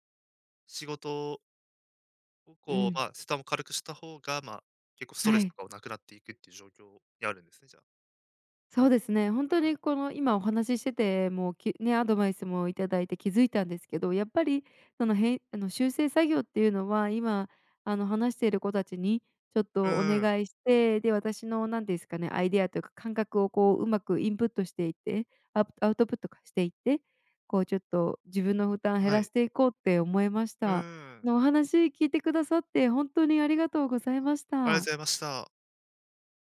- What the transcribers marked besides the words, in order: "負荷" said as "すた"
- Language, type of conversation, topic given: Japanese, advice, 仕事と家事の両立で自己管理がうまくいかないときはどうすればよいですか？